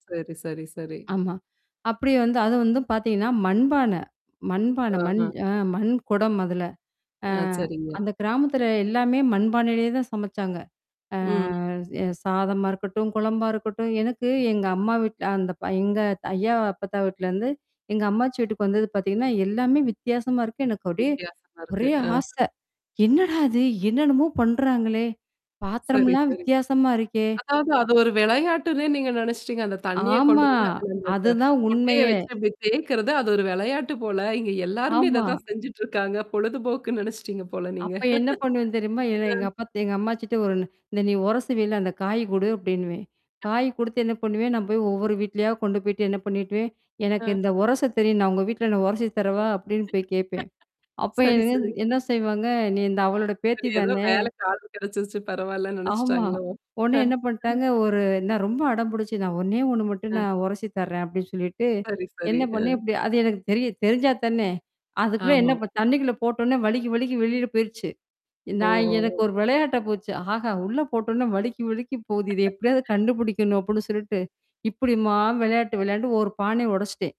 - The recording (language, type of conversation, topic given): Tamil, podcast, சிறுவயதில் வெளியில் விளையாடிய அனுபவம் என்ன கற்றுக்கொடுத்தது?
- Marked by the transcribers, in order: static; mechanical hum; drawn out: "அ"; distorted speech; surprised: "எனக்கு அப்டியே ஒரே ஆசை, என்னடா இது? என்னன்னமோ பண்றாங்களே? பாத்திரம்லாம் வித்தியாசமா இருக்கே!"; other noise; laughing while speaking: "இங்க எல்லாருமே இத தான் செஞ்சுட்டுருக்காங்க. பொழுதுபோக்குன்னு நெனச்சுட்டீங்க போல நீங்க"; unintelligible speech; laugh; other background noise; "உடனே" said as "ஓன்னே"; chuckle; laugh